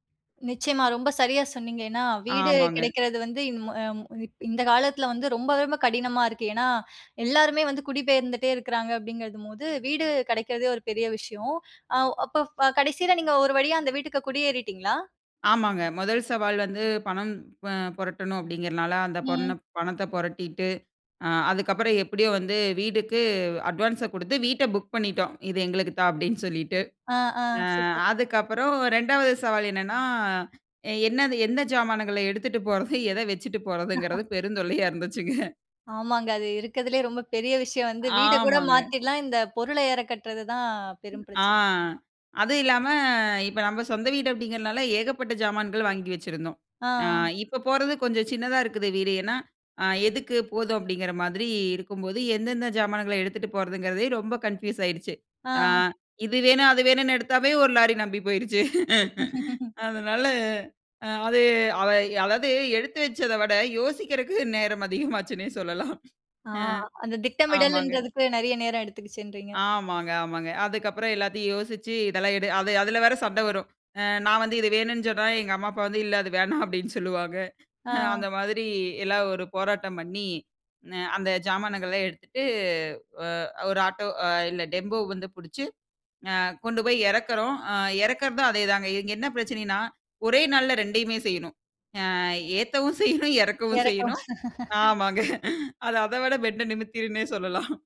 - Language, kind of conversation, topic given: Tamil, podcast, குடியேறும் போது நீங்கள் முதன்மையாக சந்திக்கும் சவால்கள் என்ன?
- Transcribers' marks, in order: chuckle; "இருக்கறதுலயே" said as "இருக்கதுலயே"; drawn out: "ஆமாங்க"; other noise; drawn out: "ஆ"; in English: "கன்ஃபியூஸ்"; laugh; "நிரம்பி" said as "நம்பி"; laugh; "அதை" said as "அதய்"; "யோசிக்கிறதுக்கு" said as "யோசிக்கிறக்கு"; chuckle; "எடுத்துக்கிட்டதுன்றீங்க" said as "எடுத்துகிச்சுன்றீங்க"; chuckle; in English: "டெம்போ"; chuckle; laugh; chuckle; snort